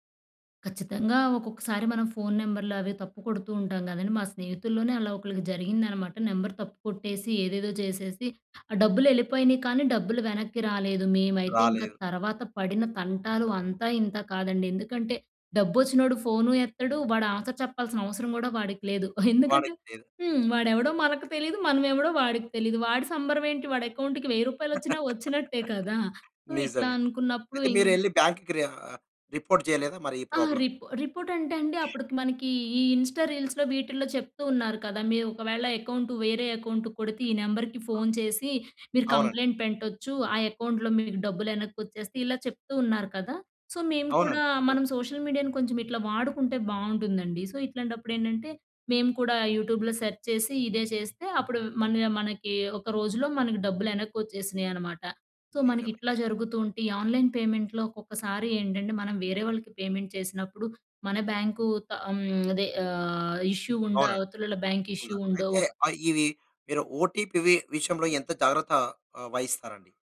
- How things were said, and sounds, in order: in English: "ఆన్సర్"; chuckle; other background noise; in English: "అకౌంట్‌కి"; laugh; in English: "సో"; in English: "రిపోర్ట్"; in English: "ప్రాబ్లమ్?"; in English: "రిప్ రిపోర్ట్"; in English: "ఇన్స్టా రీల్స్‌లో"; other noise; in English: "కంప్లెయింట్"; in English: "అకౌంట్‌లో"; in English: "సో"; tapping; in English: "సోషల్ మీడియాను"; in English: "సో"; in English: "యూట్యూబ్‌లో సెర్చ్"; in English: "సో"; in English: "ఆన్లైన్ పేమెంట్‌లో"; in English: "పేమెంట్"; in English: "ఇష్యూ"; in English: "బ్యాంక్ ఇష్యూ"; in English: "ఓటీపీవి"
- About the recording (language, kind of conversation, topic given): Telugu, podcast, ఆన్‌లైన్ చెల్లింపులు సురక్షితంగా చేయాలంటే మీ అభిప్రాయం ప్రకారం అత్యంత ముఖ్యమైన జాగ్రత్త ఏమిటి?